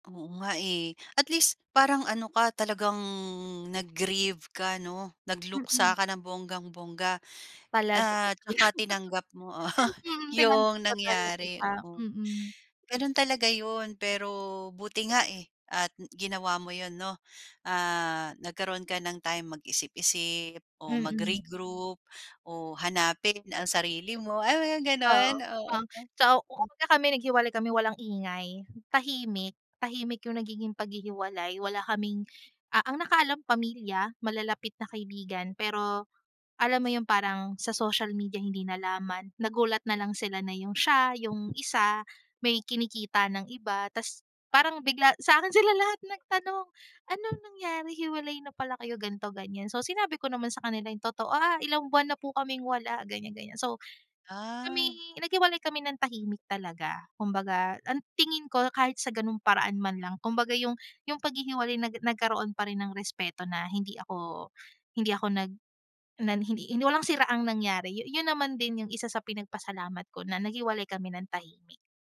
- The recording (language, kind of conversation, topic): Filipino, podcast, Paano mo malalaman kung panahon na para bumitaw o subukan pang ayusin ang relasyon?
- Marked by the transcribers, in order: in English: "nag-grieve"; tapping; laugh; chuckle; unintelligible speech; other background noise; laughing while speaking: "sila lahat nagtanong"